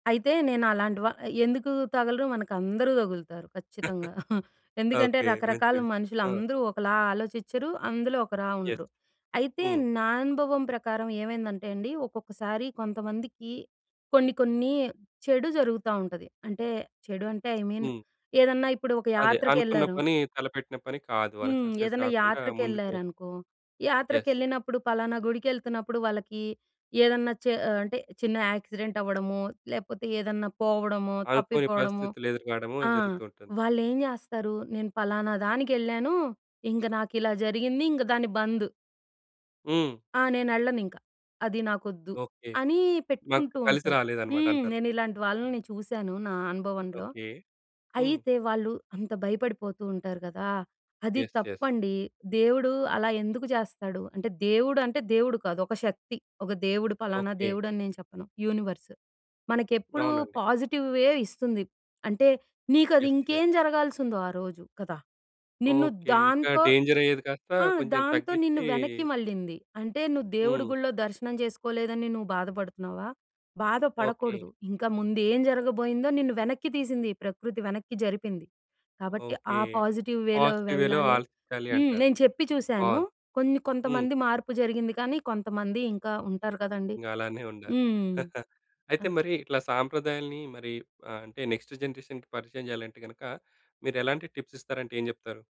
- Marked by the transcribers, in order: other background noise; chuckle; in English: "యెస్"; in English: "ఐ మీన్"; in English: "సక్సెస్"; in English: "యెస్"; in English: "యాక్సిడెంట్"; in English: "యెస్. యెస్"; in English: "యూనివర్స్"; in English: "పాజిటివ్ వే"; in English: "యెస్"; in English: "డేంజర్"; in English: "పాజిటివ్‌వేలో"; in English: "పాజిటివ్ వేలో"; chuckle; in English: "నెక్స్ట్ జనరేషన్‌కీ"; in English: "టిప్స్"
- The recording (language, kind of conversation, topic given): Telugu, podcast, పాత సంప్రదాయాలను అనుసరించాలా, లేక ఆధునిక మార్గాన్ని ఎంచుకోవాలా అనే నిర్ణయాన్ని మీరు ఎలా తీసుకుంటారు?